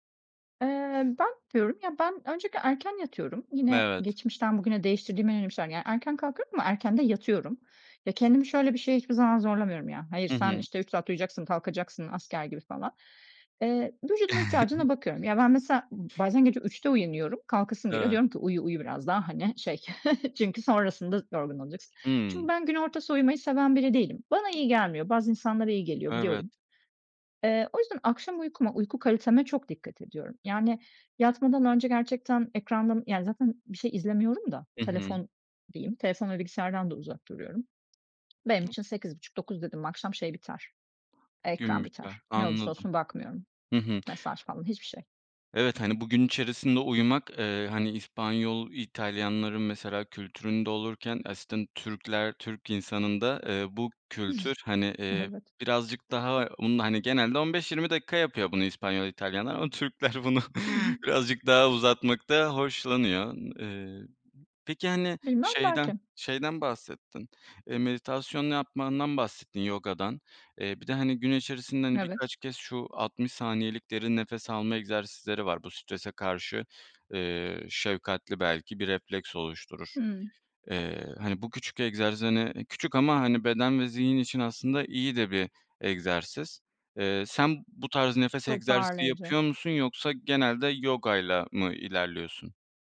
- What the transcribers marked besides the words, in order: other background noise; unintelligible speech; chuckle; chuckle; unintelligible speech; chuckle; laughing while speaking: "Türkler bunu"
- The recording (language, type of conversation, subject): Turkish, podcast, Kendine şefkat göstermek için neler yapıyorsun?